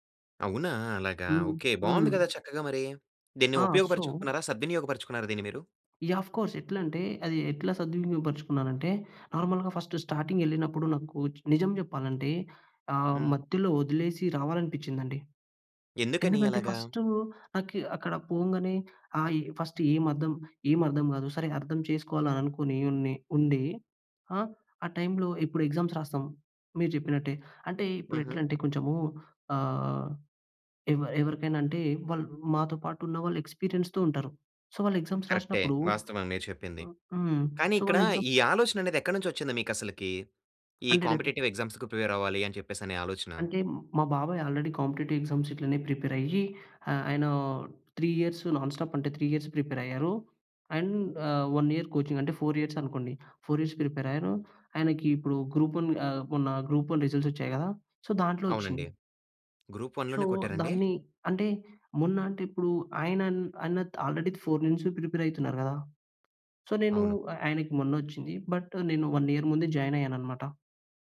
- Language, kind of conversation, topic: Telugu, podcast, నువ్వు విఫలమైనప్పుడు నీకు నిజంగా ఏం అనిపిస్తుంది?
- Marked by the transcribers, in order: other background noise; in English: "సో"; in English: "అఫ్ కోర్స్"; in English: "నార్మల్‌గా ఫస్ట్ స్టార్టింగ్"; in English: "ఫస్ట్"; in English: "ఎగ్జామ్స్"; in English: "ఎక్స్పీరియన్స్‌తో"; in English: "సో"; in English: "ఎగ్జామ్స్"; in English: "సో"; in English: "ఎగ్జామ్స్"; in English: "కాంపెటిటివ్ ఎగ్జామ్స్‌కి ప్రిపేర్"; in English: "ఆల్రెడీ కాంపిటేటివ్ ఎగ్జామ్స్"; in English: "ప్రిపేర్"; in English: "త్రీ ఇయర్స్ నాన్ స్టాప్"; in English: "త్రీ ఇయర్స్ ప్రిపేర్"; in English: "అండ్"; in English: "వన్ ఇయర్ కోచింగ్"; in English: "ఫోర్ ఇయర్స్"; in English: "ఫోర్ ఇయర్స్ ప్రిపేర్"; in English: "రిజల్ట్స్"; in English: "సో"; in English: "సో"; in English: "ప్రిపేర్"; in English: "సో"; in English: "బట్"; in English: "వన్ ఇయర్"; in English: "జాయిన్"